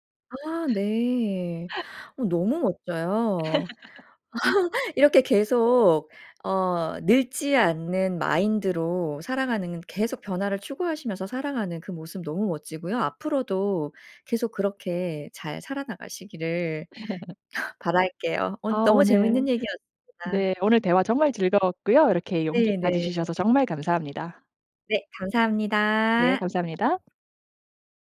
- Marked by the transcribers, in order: laugh; laugh; other background noise; laugh
- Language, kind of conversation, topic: Korean, podcast, 한 번의 용기가 중요한 변화를 만든 적이 있나요?